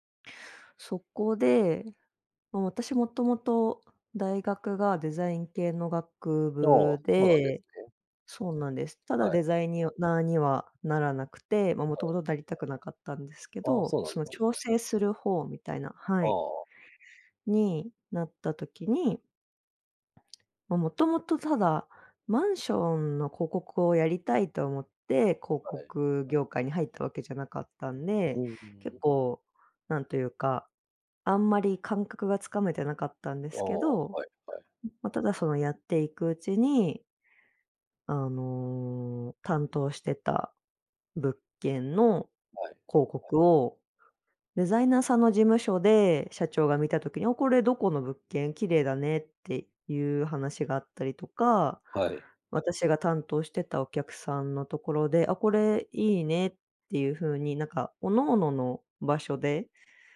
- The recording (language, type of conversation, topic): Japanese, unstructured, 仕事で一番嬉しかった経験は何ですか？
- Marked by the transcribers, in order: other background noise